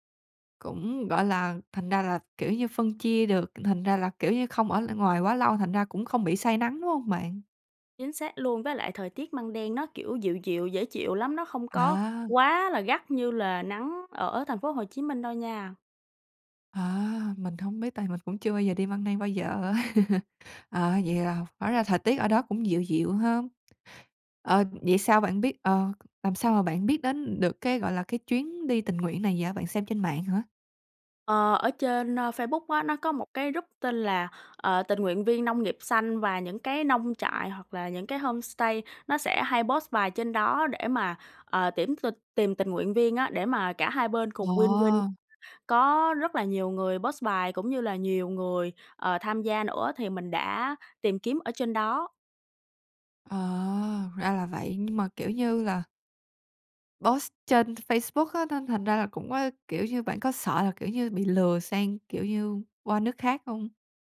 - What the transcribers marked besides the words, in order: tapping; laugh; other background noise; in English: "rúp"; "group" said as "rúp"; in English: "homestay"; in English: "post"; in English: "win win"; in English: "post"; in English: "Post"
- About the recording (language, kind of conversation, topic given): Vietnamese, podcast, Bạn từng được người lạ giúp đỡ như thế nào trong một chuyến đi?